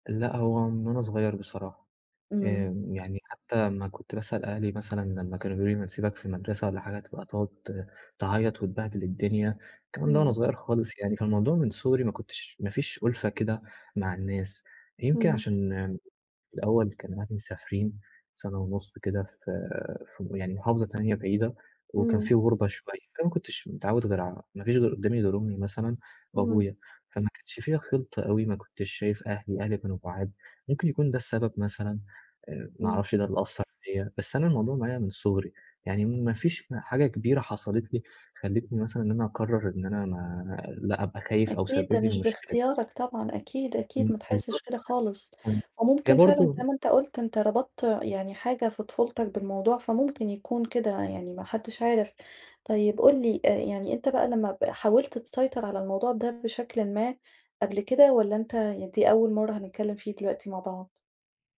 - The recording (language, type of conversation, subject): Arabic, advice, إزاي أتعامل مع التوتر قبل الاحتفالات والمناسبات؟
- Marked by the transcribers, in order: none